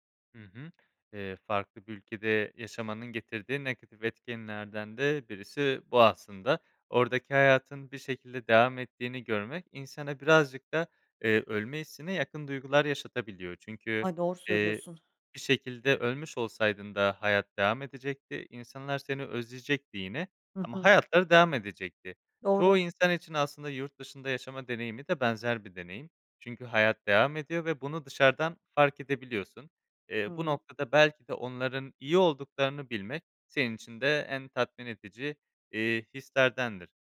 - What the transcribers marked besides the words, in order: other background noise
- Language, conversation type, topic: Turkish, advice, Eski arkadaşlarınızı ve ailenizi geride bırakmanın yasını nasıl tutuyorsunuz?